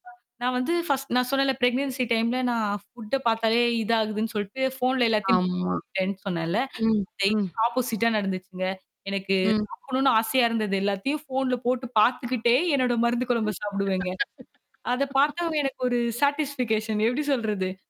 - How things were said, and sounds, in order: other noise; in English: "பர்ஸ்ட்"; in English: "ப்ரெக்னன்சி டைம்ல"; in English: "புட்ட"; static; distorted speech; in English: "ஆப்போசிட்டா"; other background noise; laugh; in English: "சேட்டிஸ்பிகேஷன்"
- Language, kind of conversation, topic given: Tamil, podcast, உணவில் செய்த மாற்றங்கள் உங்கள் மனநிலையும் பழக்கவழக்கங்களையும் எப்படி மேம்படுத்தின?